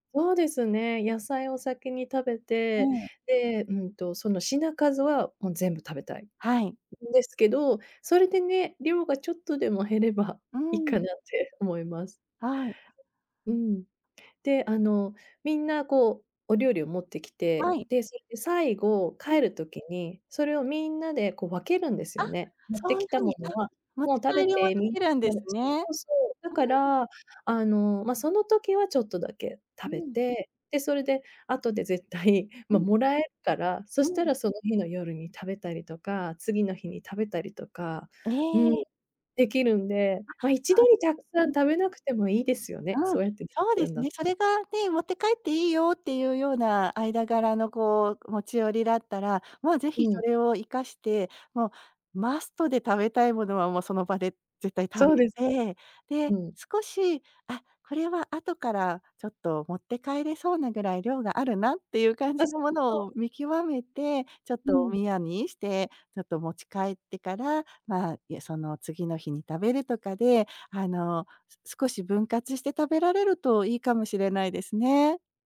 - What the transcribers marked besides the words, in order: other noise; unintelligible speech; other background noise; tapping
- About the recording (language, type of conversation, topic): Japanese, advice, 社交の場でつい食べ過ぎてしまうのですが、どう対策すればよいですか？